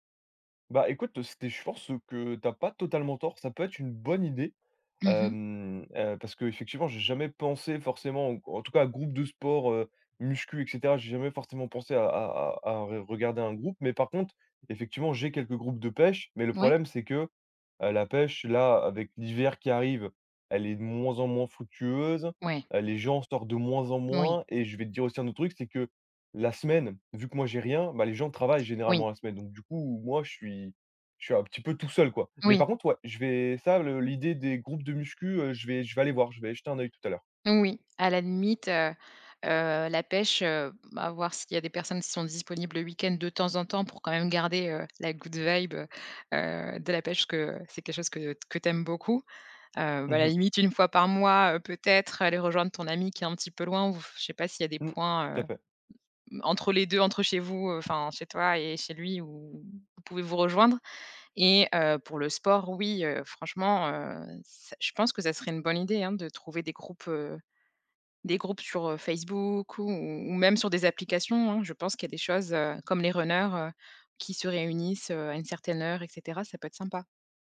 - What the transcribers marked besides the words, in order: in English: "good vibe"; in English: "runners"
- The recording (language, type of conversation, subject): French, advice, Pourquoi est-ce que j’abandonne une nouvelle routine d’exercice au bout de quelques jours ?